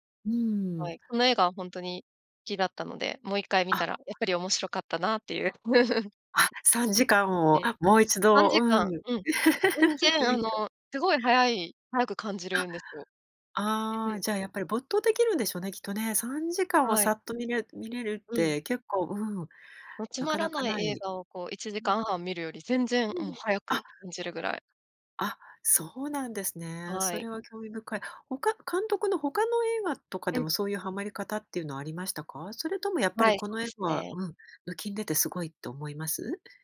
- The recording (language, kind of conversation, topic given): Japanese, podcast, 好きな映画にまつわる思い出を教えてくれますか？
- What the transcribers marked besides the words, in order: other noise; giggle; giggle